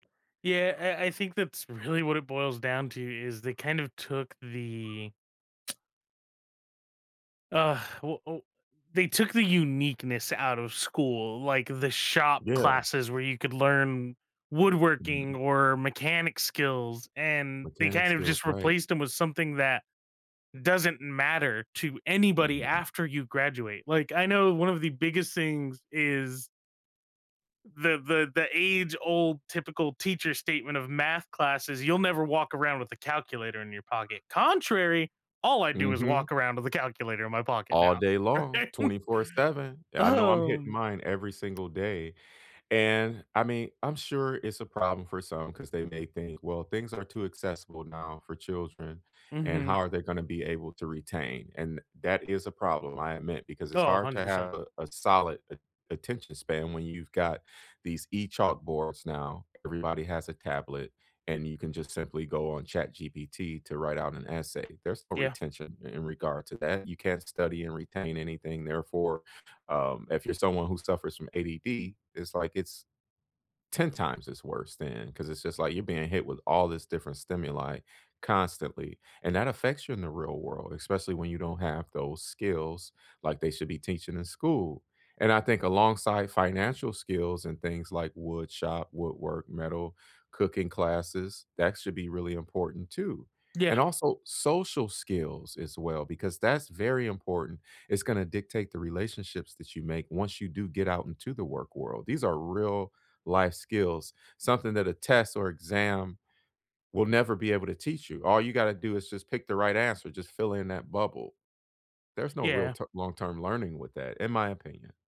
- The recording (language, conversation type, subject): English, unstructured, Should schools focus more on tests or real-life skills?
- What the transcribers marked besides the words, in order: laughing while speaking: "really"; dog barking; tsk; chuckle; other background noise